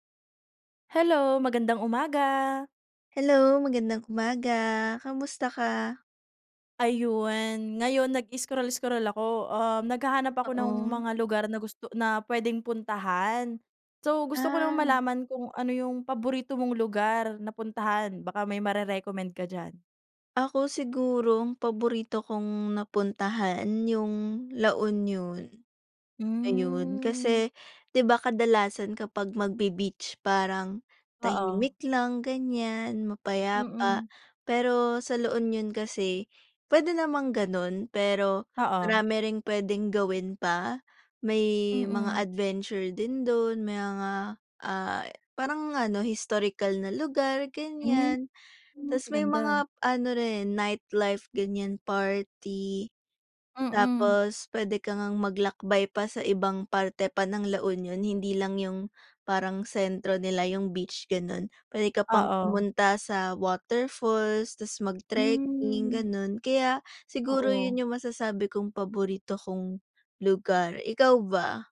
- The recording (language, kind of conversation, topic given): Filipino, unstructured, Ano ang paborito mong lugar na napuntahan, at bakit?
- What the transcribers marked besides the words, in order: drawn out: "Hmm"; other background noise